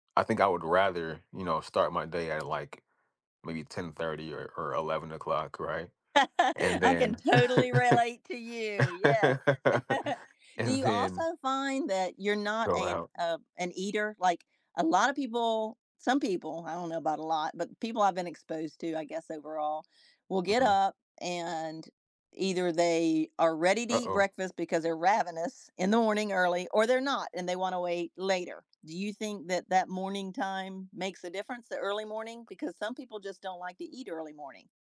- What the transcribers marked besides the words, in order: tapping; laugh; chuckle; laugh; laughing while speaking: "and"
- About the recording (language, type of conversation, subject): English, unstructured, How do your daily routines change depending on whether you prefer mornings or nights?
- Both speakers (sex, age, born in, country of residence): female, 60-64, United States, United States; male, 30-34, United States, United States